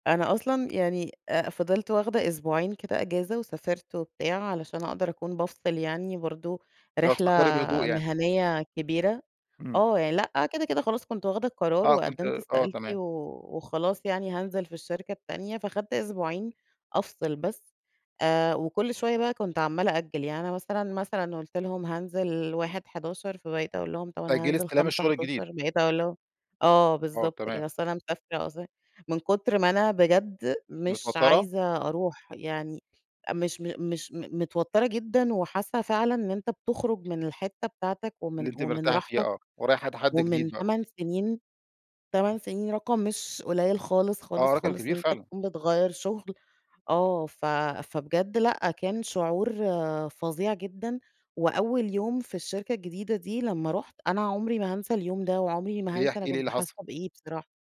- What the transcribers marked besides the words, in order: none
- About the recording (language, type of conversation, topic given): Arabic, podcast, احكيلي عن مرة طلعت من منطقة الراحة؟
- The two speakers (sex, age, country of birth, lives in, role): female, 35-39, Egypt, Egypt, guest; male, 35-39, Egypt, Egypt, host